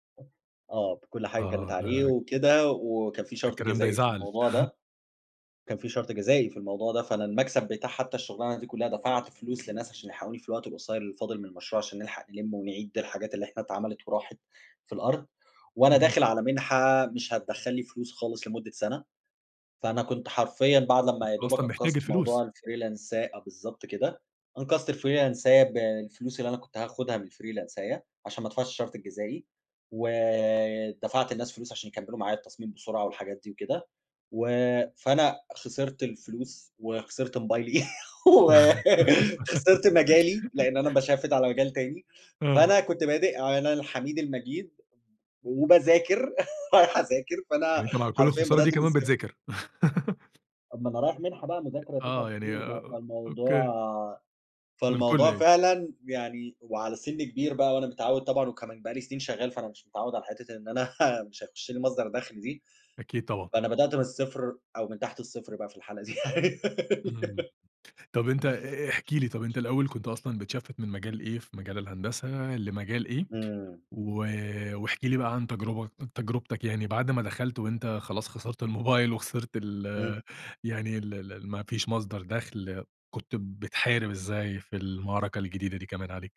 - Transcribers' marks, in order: tapping; unintelligible speech; chuckle; in English: "الfreelance"; in English: "الفريلانساية"; in English: "الفريلانساية"; giggle; laugh; laughing while speaking: "و"; in English: "باشفِّت"; chuckle; laughing while speaking: "رايح اذاكر"; laugh; unintelligible speech; chuckle; giggle; in English: "بتشفِّت"; laughing while speaking: "الموبايل"
- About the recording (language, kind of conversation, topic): Arabic, podcast, تحكيلي عن مرة اضطريت تبتدي من الصفر؟